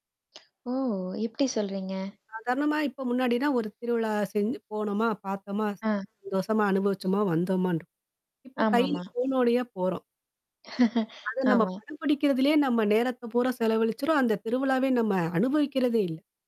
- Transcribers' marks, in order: tsk; static; mechanical hum; distorted speech; in English: "ஃபோனோடயே"; laugh
- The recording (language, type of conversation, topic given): Tamil, podcast, தொலைபேசி பயன்பாடும் சமூக ஊடகங்களும் உங்களை எப்படி மாற்றின?